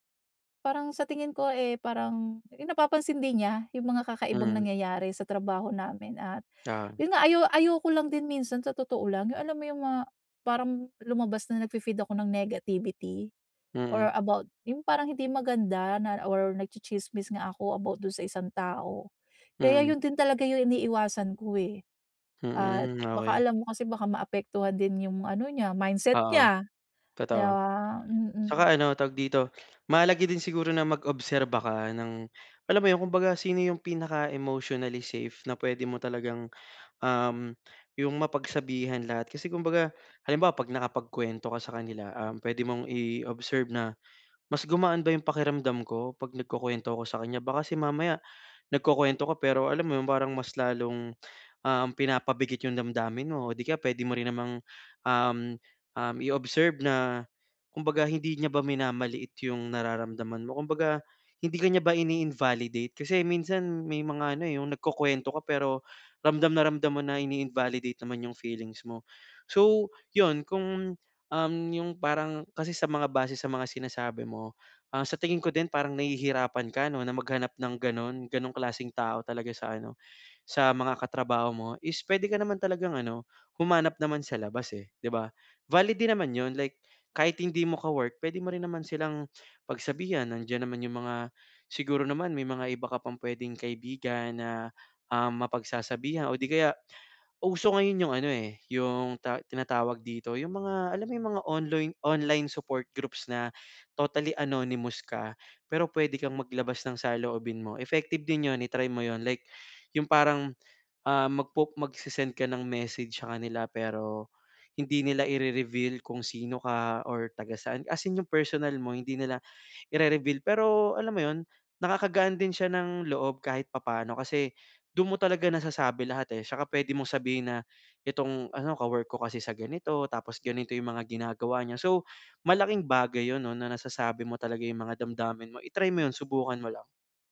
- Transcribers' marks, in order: tapping; other background noise; in English: "online support groups"; in English: "totally anonymous"
- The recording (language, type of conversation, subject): Filipino, advice, Paano ako makakahanap ng emosyonal na suporta kapag paulit-ulit ang gawi ko?